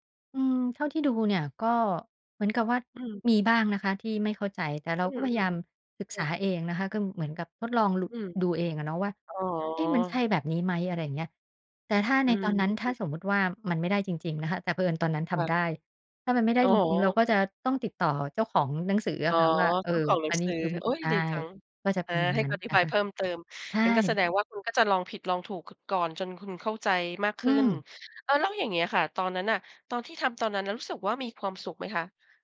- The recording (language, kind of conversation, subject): Thai, podcast, คุณเลือกงานโดยให้ความสำคัญกับเงินหรือความสุขมากกว่ากัน?
- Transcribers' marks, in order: other noise